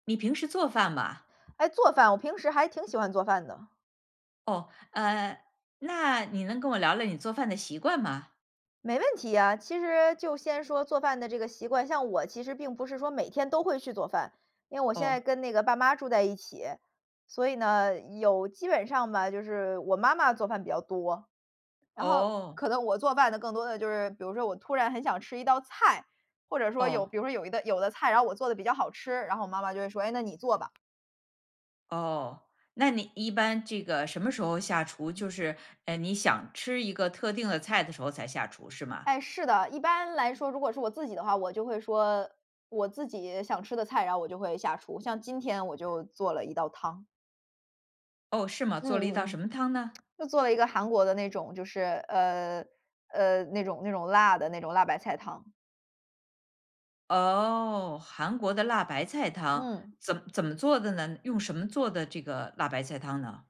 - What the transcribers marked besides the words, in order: lip smack
- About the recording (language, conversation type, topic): Chinese, podcast, 你平时做饭有哪些习惯？